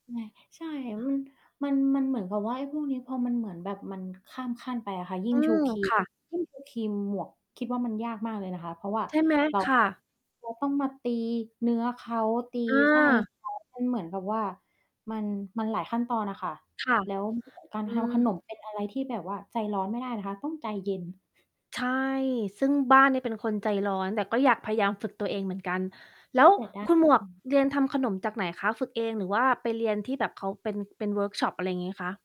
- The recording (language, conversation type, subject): Thai, unstructured, ถ้าคุณจะลองเริ่มงานอดิเรกใหม่ๆ คุณอยากเริ่มทำอะไร?
- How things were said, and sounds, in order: tapping; distorted speech; other background noise